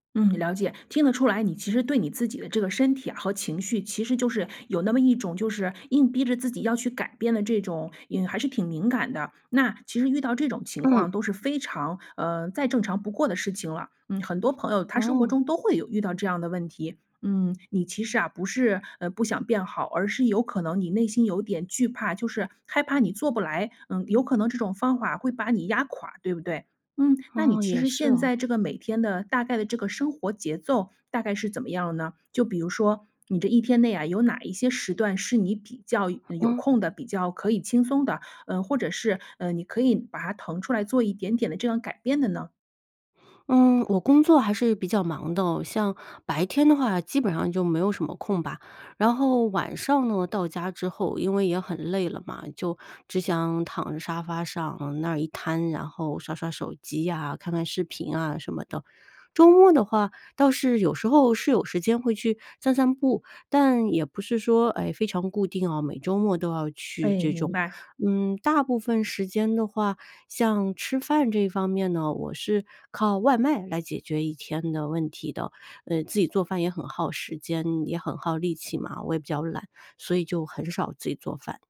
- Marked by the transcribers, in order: other background noise
- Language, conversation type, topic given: Chinese, advice, 如果我想减肥但不想节食或过度运动，该怎么做才更健康？